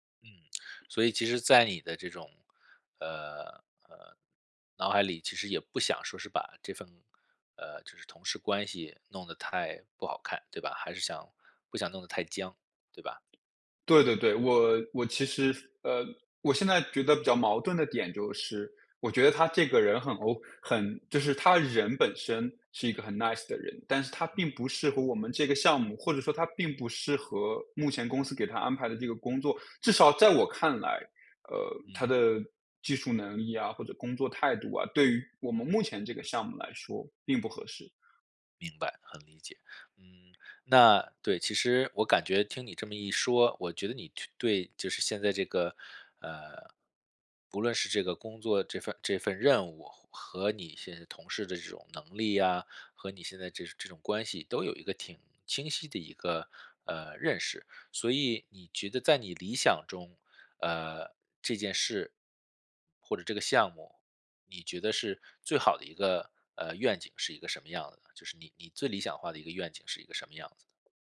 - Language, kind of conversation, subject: Chinese, advice, 如何在不伤害同事感受的情况下给出反馈？
- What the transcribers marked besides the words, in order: tapping; in English: "nice"